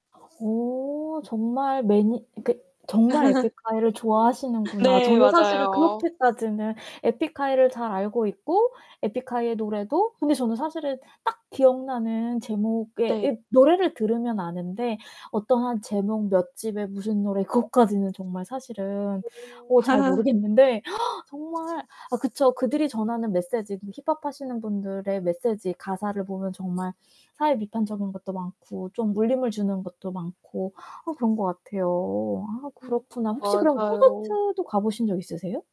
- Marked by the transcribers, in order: static; other background noise; distorted speech; laugh; gasp; laugh
- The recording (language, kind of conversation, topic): Korean, unstructured, 좋아하는 가수나 밴드가 있나요?